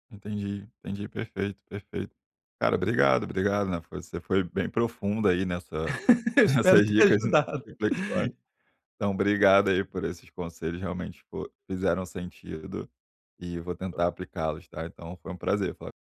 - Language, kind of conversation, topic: Portuguese, advice, Como posso dar feedback sem magoar alguém e manter a relação?
- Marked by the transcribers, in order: laugh; joyful: "Eu espero ter ajudado"; other noise